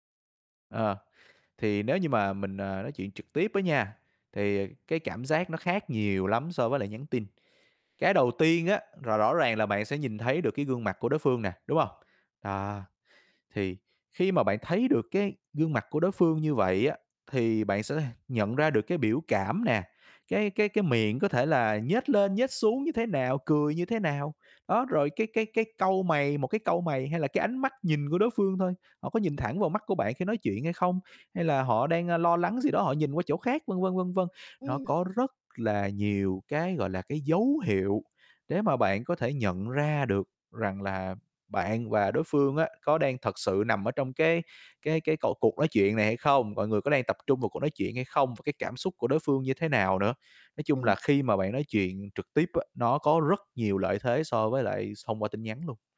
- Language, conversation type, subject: Vietnamese, podcast, Bạn cân bằng giữa trò chuyện trực tiếp và nhắn tin như thế nào?
- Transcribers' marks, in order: other background noise; distorted speech